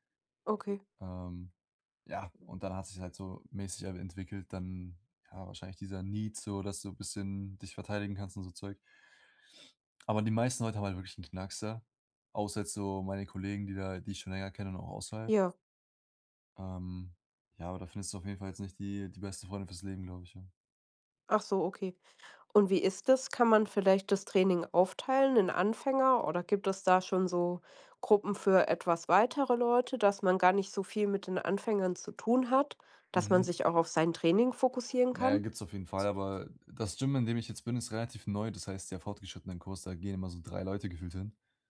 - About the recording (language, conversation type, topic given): German, advice, Wie gehst du mit einem Konflikt mit deinem Trainingspartner über Trainingsintensität oder Ziele um?
- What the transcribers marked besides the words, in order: in English: "need"